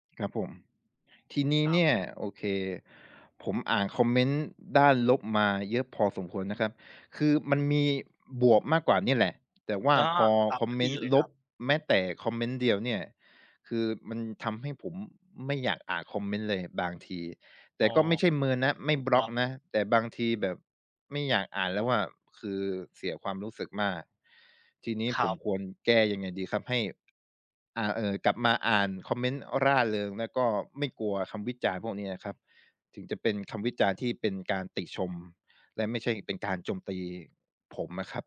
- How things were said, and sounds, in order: tapping
- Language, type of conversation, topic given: Thai, advice, คุณเคยได้รับคำวิจารณ์ผลงานบนโซเชียลมีเดียแบบไหนที่ทำให้คุณเสียใจ?